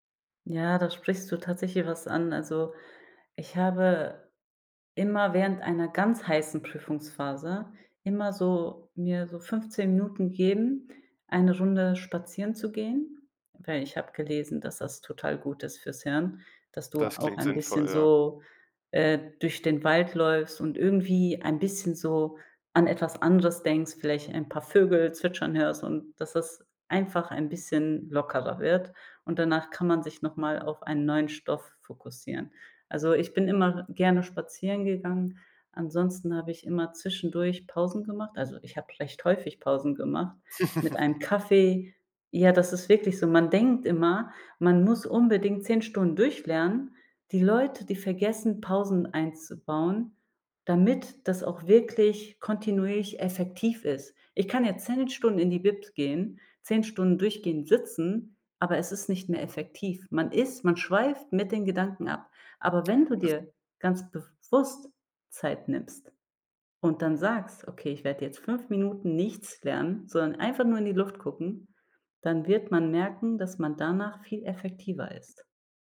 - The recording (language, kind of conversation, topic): German, podcast, Wie gehst du persönlich mit Prüfungsangst um?
- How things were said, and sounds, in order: laugh; stressed: "bewusst"